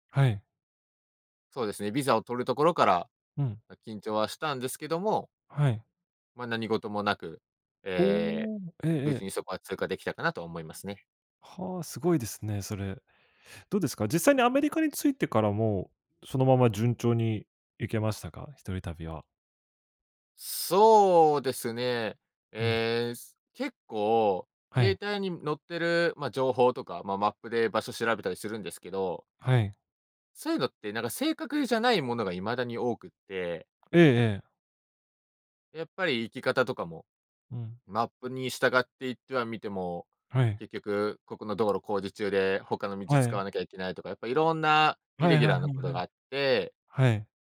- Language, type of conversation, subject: Japanese, podcast, 初めての一人旅で学んだことは何ですか？
- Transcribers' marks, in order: none